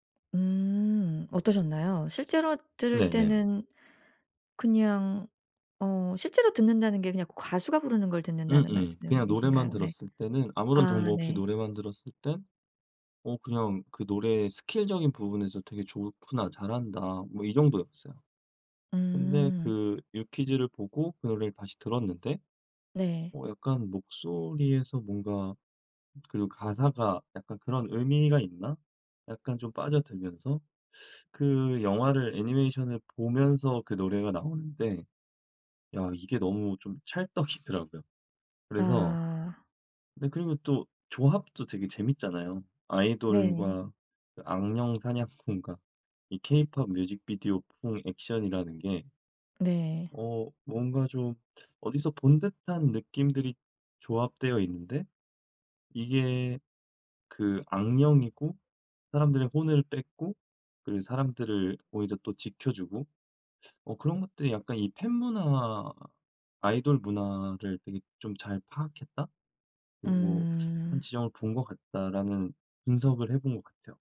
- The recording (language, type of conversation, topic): Korean, podcast, 요즘 빠져드는 작품이 있나요? 왜 그렇게 빠져들게 됐는지 말해줄래요?
- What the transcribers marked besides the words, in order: tapping; teeth sucking; laughing while speaking: "찰떡이더라고요"; laughing while speaking: "사냥꾼과"; teeth sucking; teeth sucking; teeth sucking